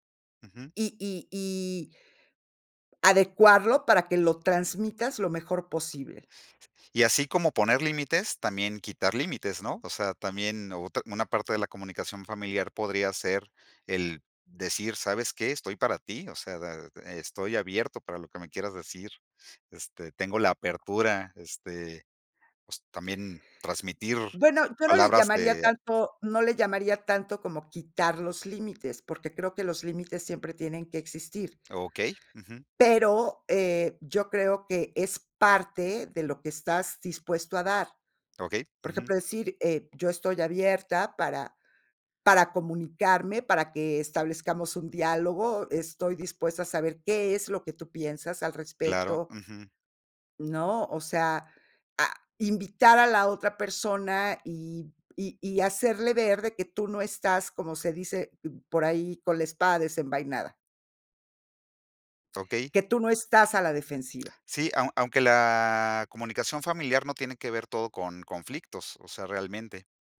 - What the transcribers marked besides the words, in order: none
- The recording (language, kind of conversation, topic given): Spanish, podcast, ¿Qué consejos darías para mejorar la comunicación familiar?